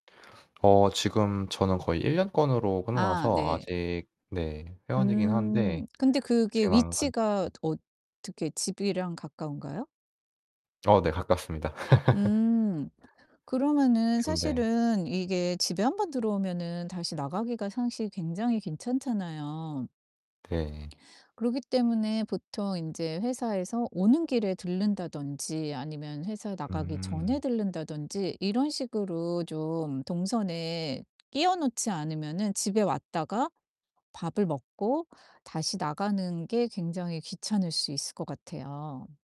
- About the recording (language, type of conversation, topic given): Korean, advice, 지키기로 한 습관을 꾸준히 이어 가는 데 책임감을 느끼기 어려운 때는 언제인가요?
- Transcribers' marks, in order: distorted speech; other background noise; static; laugh